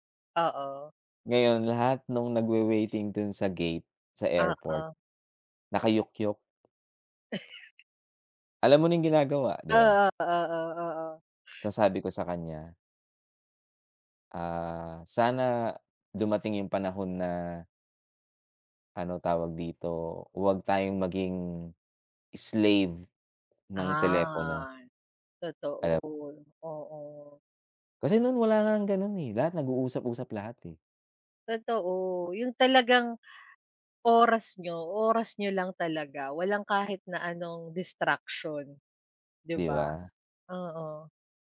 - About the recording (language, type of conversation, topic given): Filipino, unstructured, Ano ang tingin mo sa epekto ng teknolohiya sa lipunan?
- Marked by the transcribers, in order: other background noise; tapping; chuckle; "Ah" said as "an"